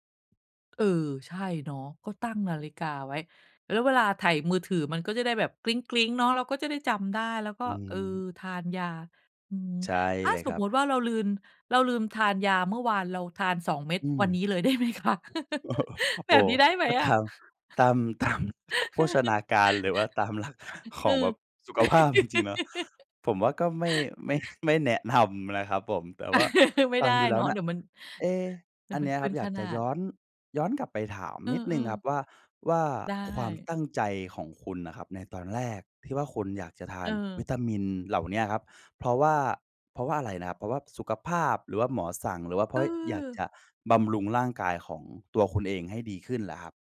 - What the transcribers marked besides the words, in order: other noise; tapping; laughing while speaking: "ได้ไหมคะ ?"; chuckle; laugh; laughing while speaking: "ตาม"; laughing while speaking: "ตาม"; laugh; laughing while speaking: "หลัก"; laugh; laughing while speaking: "ไม่"; laugh
- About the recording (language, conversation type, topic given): Thai, advice, ลืมกินยาและวิตามินบ่อย ควรทำอย่างไรให้จำกินได้สม่ำเสมอ?